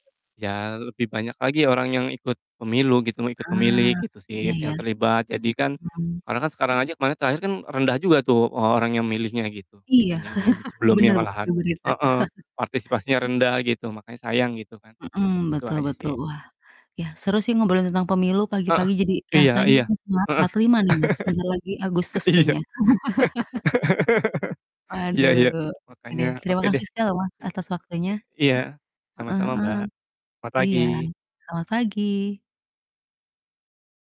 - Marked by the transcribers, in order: static; distorted speech; laugh; laugh; laugh; laughing while speaking: "iya"; laugh; other noise
- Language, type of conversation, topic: Indonesian, unstructured, Bagaimana pendapatmu tentang pentingnya pemilu di Indonesia?